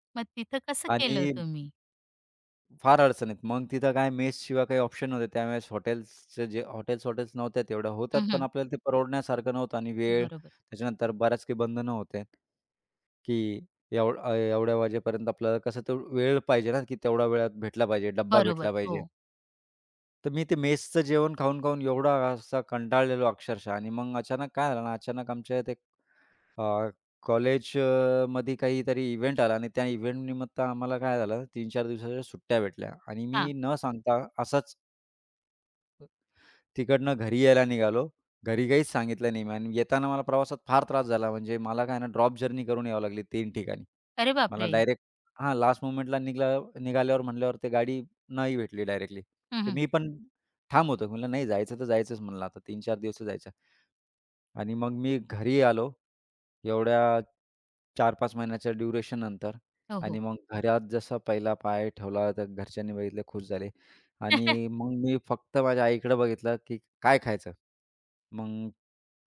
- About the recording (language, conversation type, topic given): Marathi, podcast, कठीण दिवसानंतर तुम्हाला कोणता पदार्थ सर्वाधिक दिलासा देतो?
- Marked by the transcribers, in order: tapping; other background noise; in English: "मेस"; in English: "मेसचं"; in English: "इव्हेंट"; in English: "इव्हेंट"; in English: "जर्नी"; in English: "मोमेंटला"; chuckle